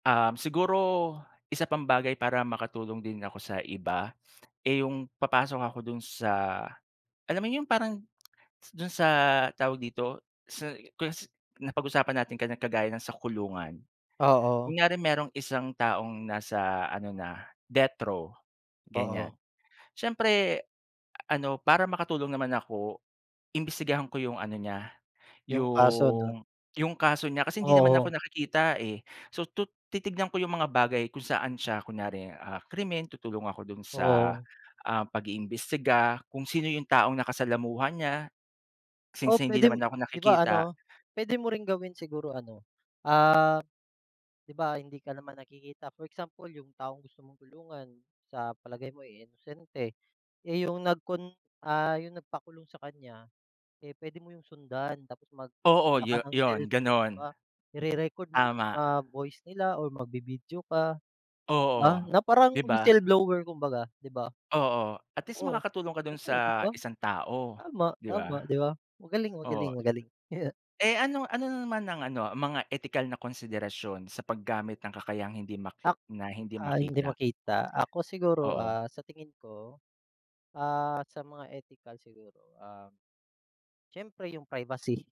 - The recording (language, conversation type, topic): Filipino, unstructured, Kung kaya mong maging hindi nakikita, paano mo ito gagamitin?
- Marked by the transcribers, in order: sniff; tapping; in English: "death-row"; in English: "since"; "pwede" said as "pwedem"; gasp; in English: "whistleblower"; chuckle; in English: "privacy"